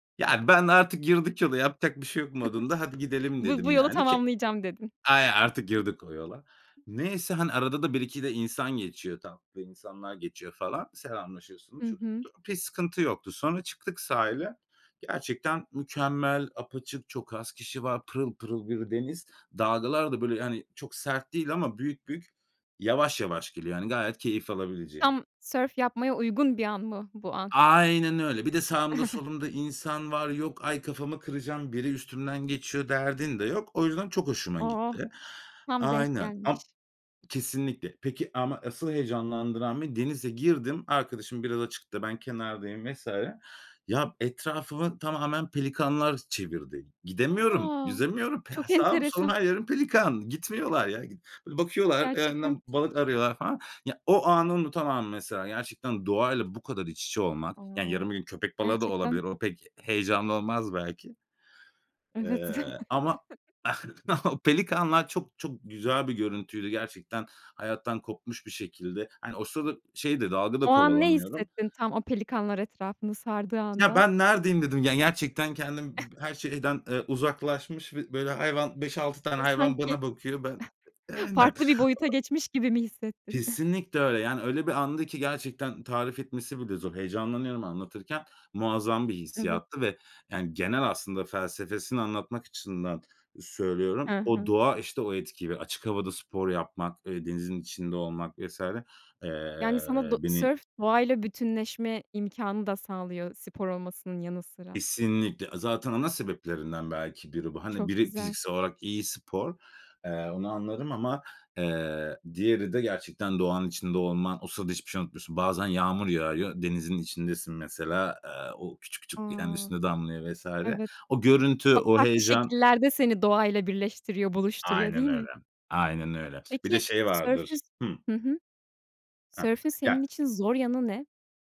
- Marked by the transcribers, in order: other background noise; chuckle; in English: "Okay"; chuckle; tapping; unintelligible speech; chuckle; chuckle; chuckle; "sörfün" said as "sörfüz"
- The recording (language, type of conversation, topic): Turkish, podcast, Hobinde karşılaştığın en büyük zorluk neydi ve bunu nasıl aştın?